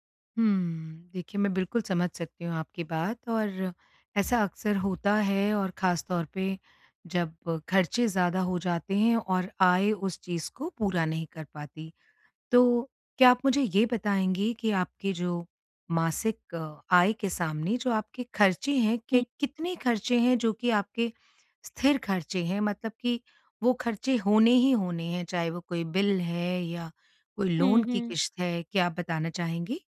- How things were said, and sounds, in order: in English: "लोन"
- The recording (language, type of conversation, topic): Hindi, advice, आर्थिक अनिश्चितता में अनपेक्षित पैसों के झटकों से कैसे निपटूँ?